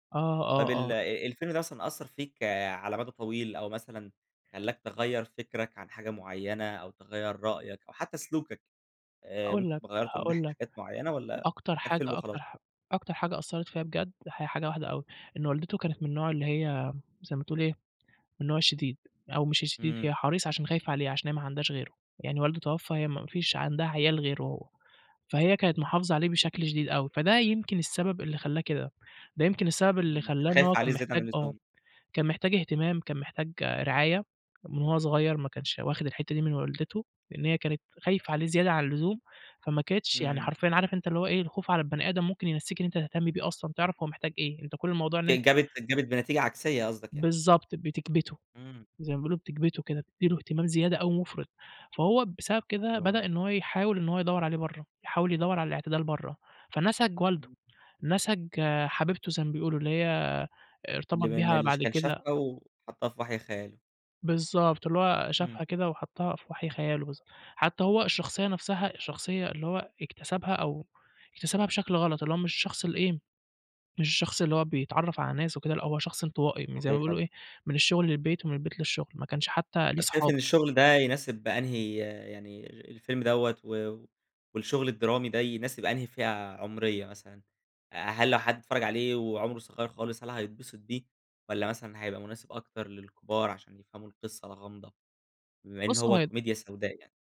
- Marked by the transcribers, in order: none
- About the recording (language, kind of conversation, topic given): Arabic, podcast, احكيلي عن فيلم أثّر فيك: إيه هو وليه؟